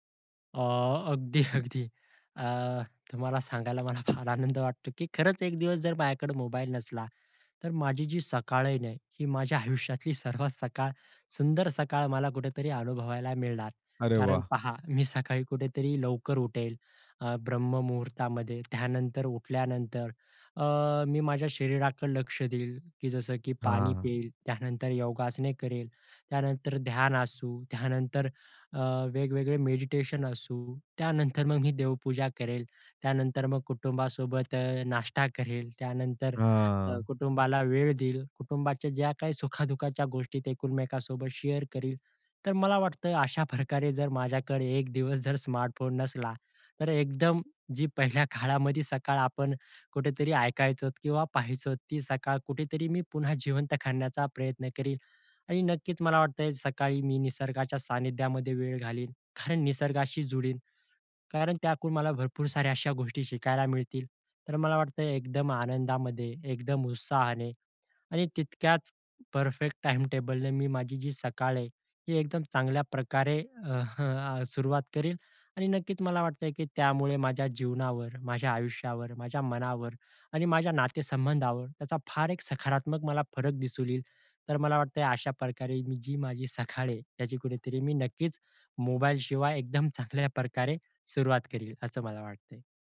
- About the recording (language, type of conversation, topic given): Marathi, podcast, स्मार्टफोन नसेल तर तुमचा दिवस कसा जाईल?
- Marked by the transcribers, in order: laughing while speaking: "अगदी, अगदी"; other background noise; tapping; in English: "शेअर"; laughing while speaking: "अशा प्रकारे"; laughing while speaking: "सकाळ"; laughing while speaking: "चांगल्या"